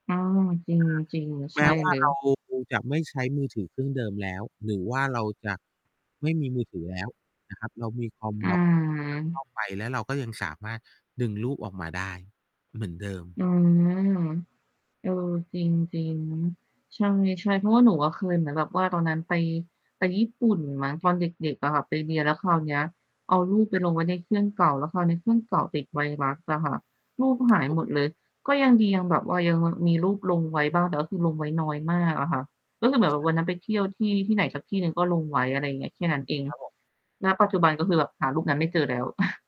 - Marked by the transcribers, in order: unintelligible speech; distorted speech; static; laugh
- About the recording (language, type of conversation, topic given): Thai, unstructured, คุณคิดอย่างไรกับคนที่เที่ยวเพื่ออวดคนอื่น?